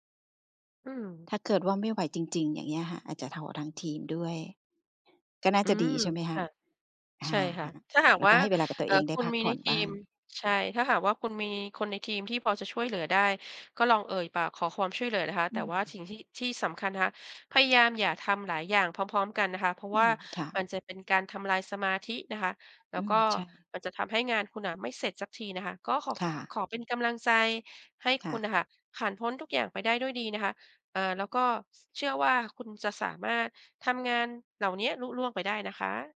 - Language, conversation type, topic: Thai, advice, งานเยอะจนล้นมือ ไม่รู้ควรเริ่มจากตรงไหนก่อนดี?
- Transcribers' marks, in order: "ขอ" said as "ถอ"; tapping; background speech; other background noise